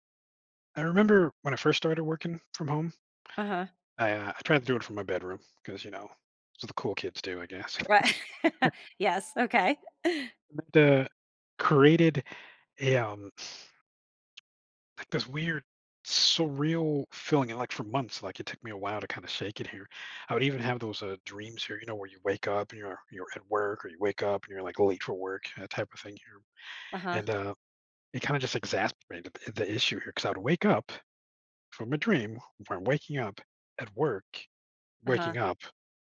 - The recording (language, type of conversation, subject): English, advice, How can I balance work and personal life?
- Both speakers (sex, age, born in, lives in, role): female, 50-54, United States, United States, advisor; male, 45-49, United States, United States, user
- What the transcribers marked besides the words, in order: laughing while speaking: "Right"; laugh; chuckle